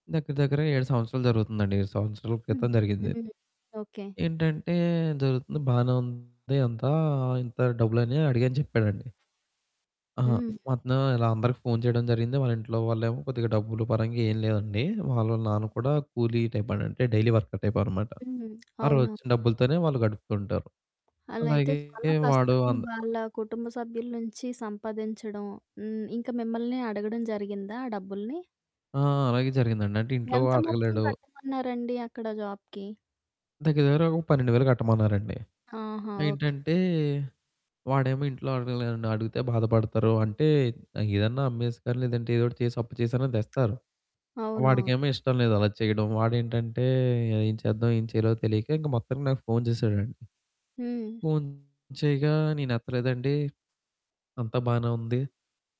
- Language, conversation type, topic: Telugu, podcast, తప్పు చేసినందువల్ల నమ్మకం కోల్పోయిన తర్వాత, దాన్ని మీరు తిరిగి ఎలా సంపాదించుకున్నారు?
- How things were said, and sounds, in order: other background noise; static; distorted speech; in English: "టైప్"; in English: "డైలీ వర్కర్ టైప్"; tapping; in English: "జాబ్‍కి?"; horn